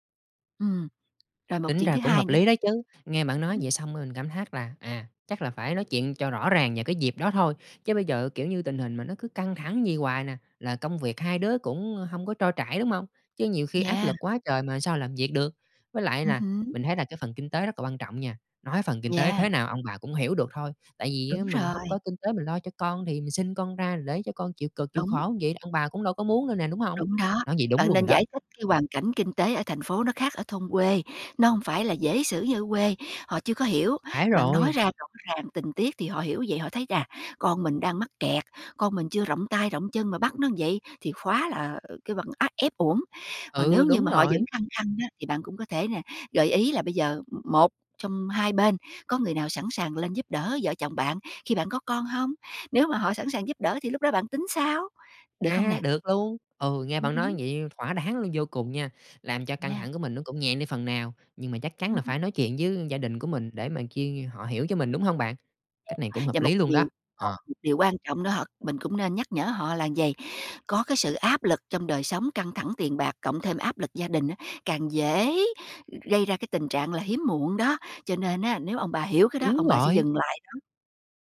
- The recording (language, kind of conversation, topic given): Vietnamese, advice, Bạn cảm thấy thế nào khi bị áp lực phải có con sau khi kết hôn?
- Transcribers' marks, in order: tapping; other background noise; "nhẹ" said as "nhẹn"